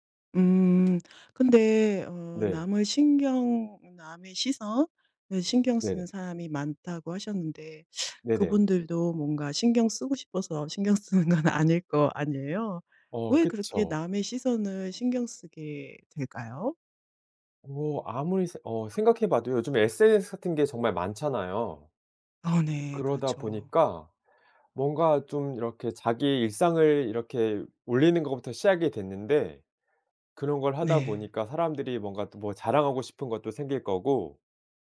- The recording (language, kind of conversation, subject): Korean, podcast, 다른 사람과의 비교를 멈추려면 어떻게 해야 할까요?
- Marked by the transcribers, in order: laughing while speaking: "신경 쓰는 건"